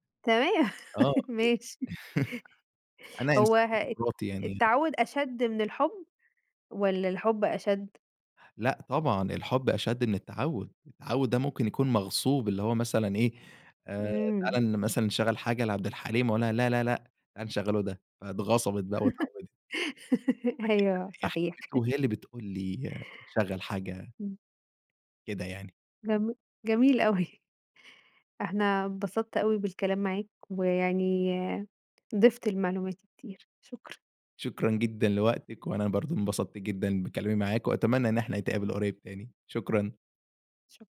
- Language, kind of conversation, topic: Arabic, podcast, إيه دور الذكريات في حبّك لأغاني معيّنة؟
- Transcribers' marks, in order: laugh; laughing while speaking: "ماشي"; laugh; chuckle; tapping; laugh; laugh; chuckle